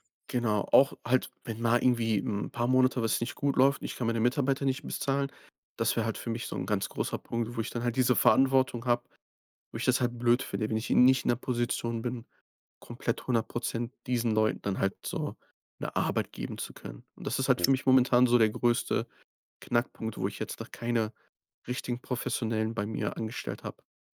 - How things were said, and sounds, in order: other noise; lip smack
- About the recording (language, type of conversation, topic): German, podcast, Wie testest du Ideen schnell und günstig?